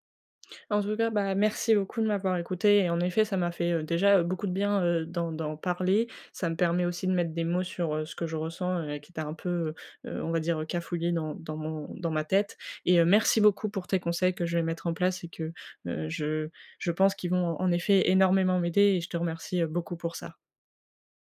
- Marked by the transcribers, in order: stressed: "merci"
- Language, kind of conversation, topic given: French, advice, Comment puis-je me sentir plus à l’aise pendant les fêtes et les célébrations avec mes amis et ma famille ?